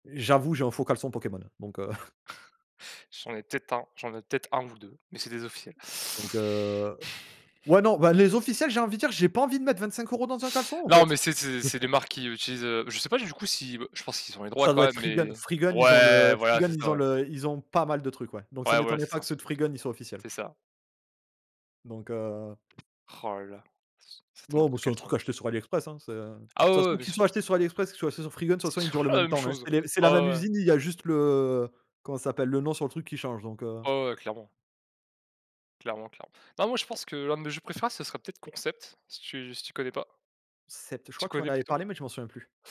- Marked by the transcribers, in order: chuckle; tapping; chuckle; other background noise; laughing while speaking: "toujours"
- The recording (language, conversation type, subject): French, unstructured, Préférez-vous les soirées jeux de société ou les soirées quiz ?